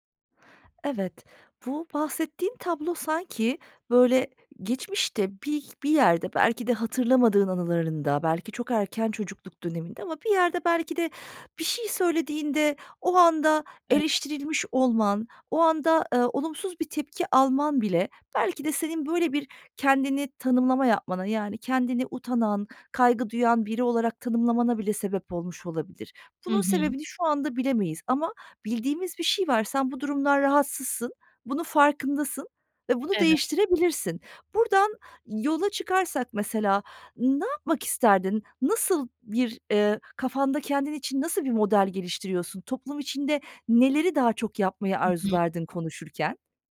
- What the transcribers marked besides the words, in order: other background noise
- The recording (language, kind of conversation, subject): Turkish, advice, Topluluk önünde konuşurken neden özgüven eksikliği yaşıyorum?